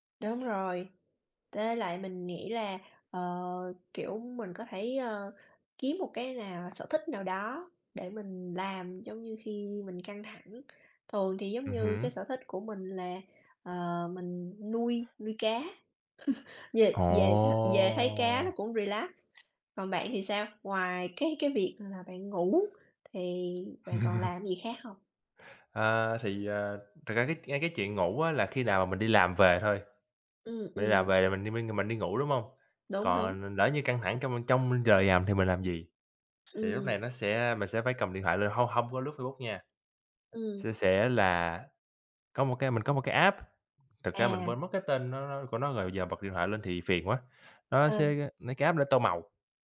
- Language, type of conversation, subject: Vietnamese, unstructured, Bạn nghĩ sở thích nào giúp bạn thư giãn sau một ngày làm việc căng thẳng?
- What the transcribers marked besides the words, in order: tapping; chuckle; drawn out: "Ồ!"; in English: "relax"; laugh; "làm" said as "giàm"; other background noise; in English: "app"; in English: "app"